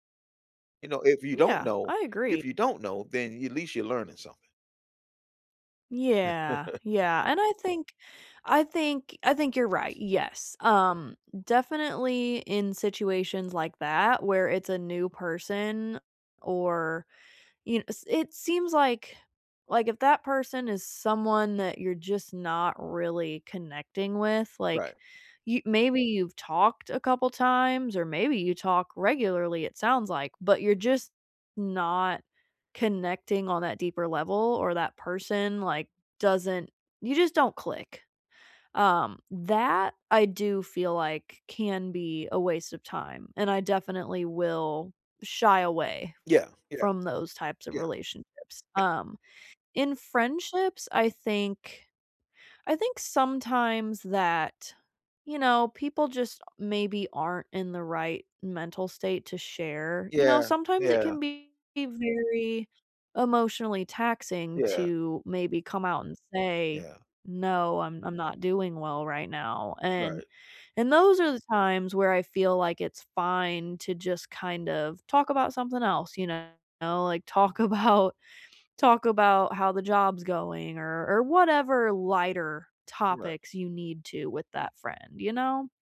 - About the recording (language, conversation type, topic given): English, unstructured, How can I keep a long-distance relationship feeling close without constant check-ins?
- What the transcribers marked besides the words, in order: chuckle; other background noise; laughing while speaking: "talk about"